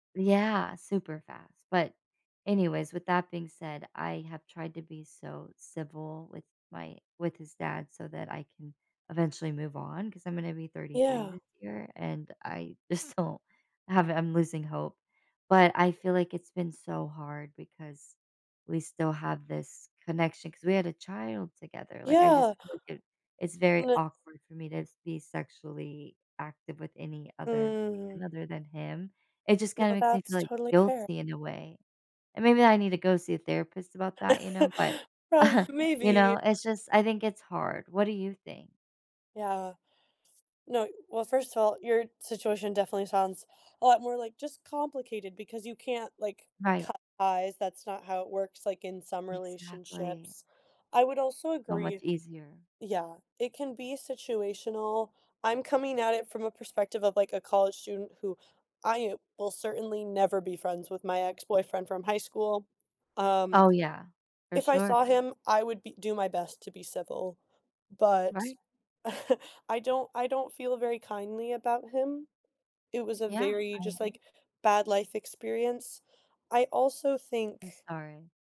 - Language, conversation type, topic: English, unstructured, Is it okay to stay friends with an ex?
- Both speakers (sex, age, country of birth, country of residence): female, 20-24, United States, United States; female, 35-39, Turkey, United States
- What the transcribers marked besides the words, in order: chuckle; other background noise; tapping; chuckle